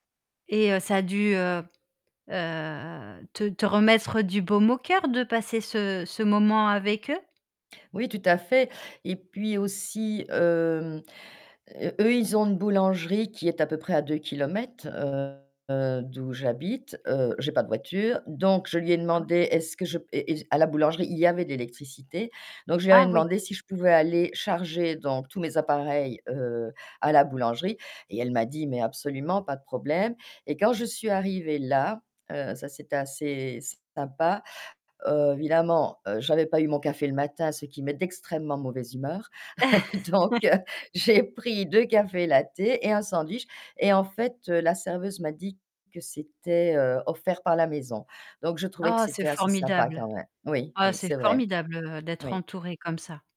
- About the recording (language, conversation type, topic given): French, advice, Comment vis-tu l’isolement depuis ton déménagement dans une nouvelle ville ?
- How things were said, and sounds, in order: static; tapping; distorted speech; laugh; chuckle